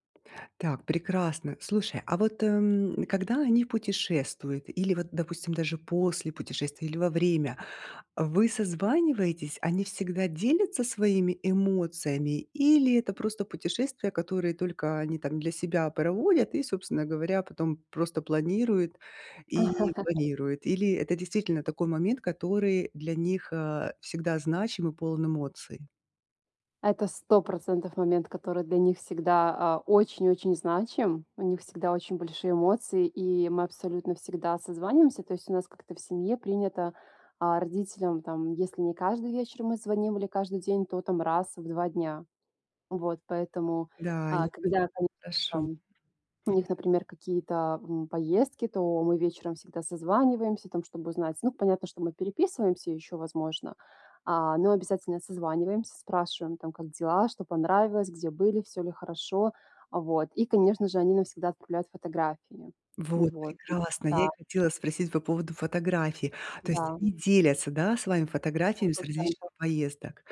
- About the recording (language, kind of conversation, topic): Russian, advice, Как выбрать подарок близкому человеку и не бояться, что он не понравится?
- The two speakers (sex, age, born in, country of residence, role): female, 30-34, Belarus, Italy, user; female, 40-44, Russia, Italy, advisor
- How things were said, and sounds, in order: tapping; laugh; other background noise